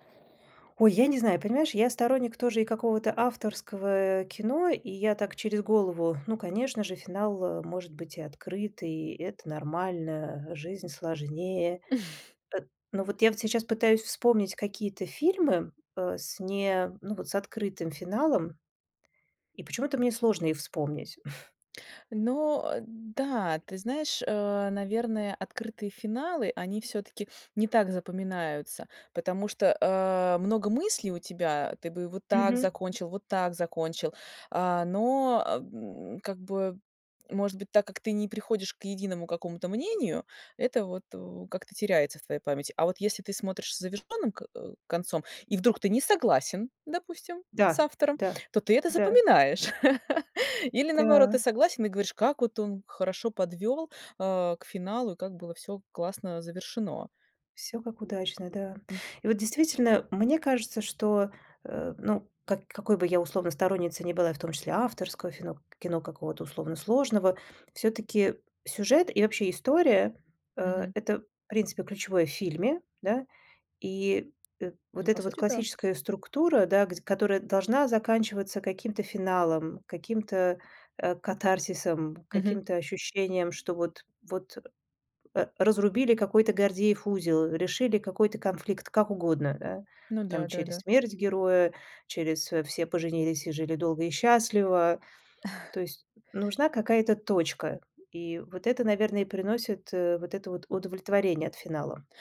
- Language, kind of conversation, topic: Russian, podcast, Что делает финал фильма по-настоящему удачным?
- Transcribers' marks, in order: chuckle; chuckle; tapping; laugh; chuckle